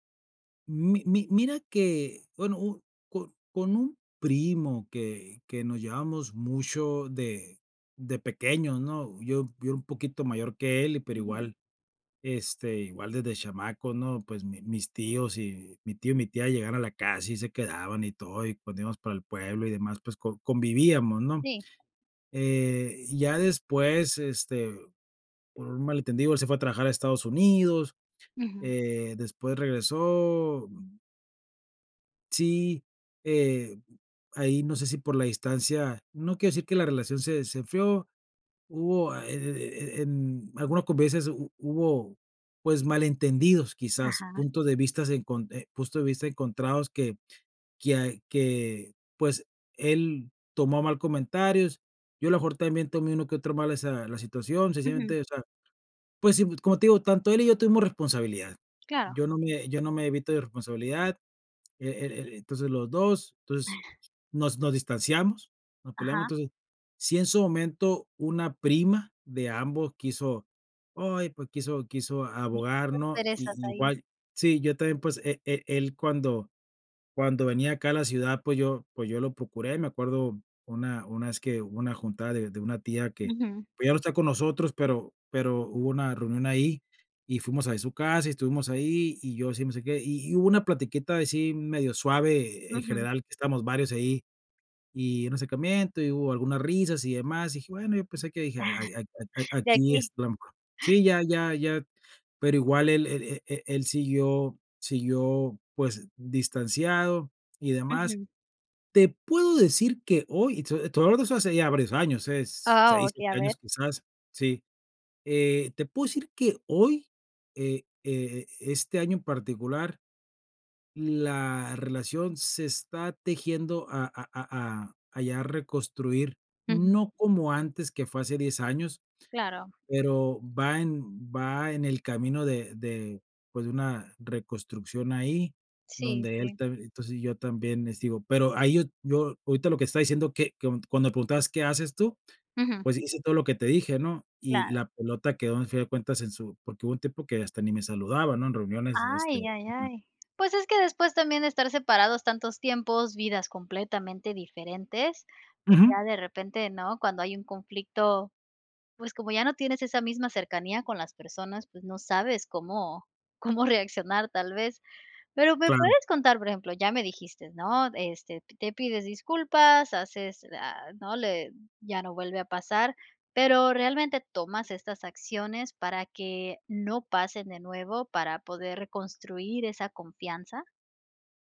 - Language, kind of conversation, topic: Spanish, podcast, ¿Cómo puedes empezar a reparar una relación familiar dañada?
- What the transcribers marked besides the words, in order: unintelligible speech; laughing while speaking: "cómo reaccionar"